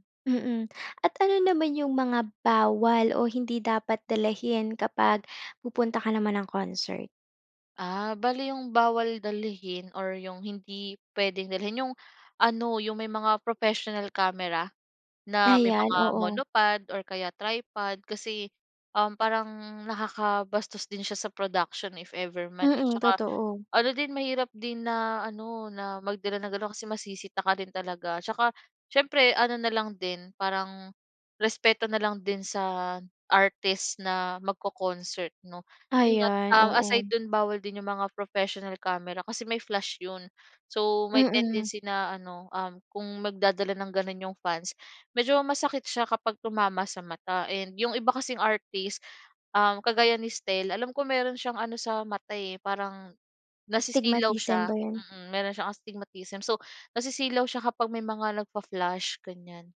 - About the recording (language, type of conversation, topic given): Filipino, podcast, Puwede mo bang ikuwento ang konsiyertong hindi mo malilimutan?
- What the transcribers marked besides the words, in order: tapping; in English: "production if ever"; in English: "tendency"